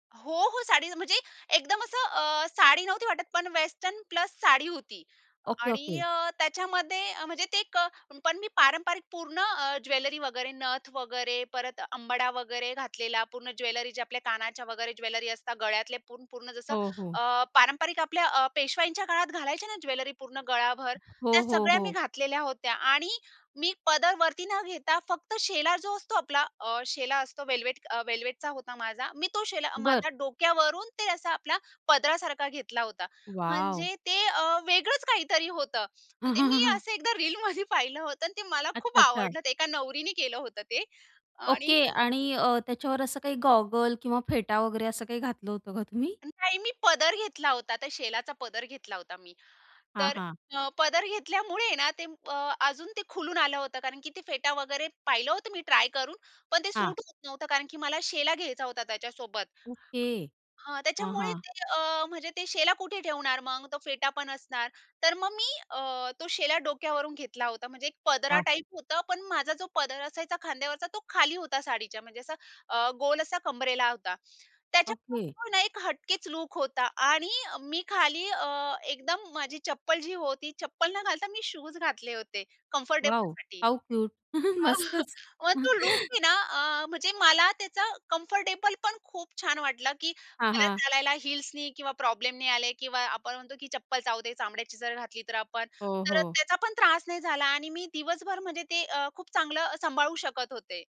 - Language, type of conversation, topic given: Marathi, podcast, साडी किंवा पारंपरिक पोशाख घातल्यावर तुम्हाला आत्मविश्वास कसा येतो?
- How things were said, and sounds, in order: other background noise; chuckle; laughing while speaking: "रीलमध्ये"; in English: "कम्फर्टेबलसाठी"; in English: "हाऊ क्यूट!"; chuckle; giggle; laughing while speaking: "मस्तच"; chuckle; in English: "कम्फर्टेबल"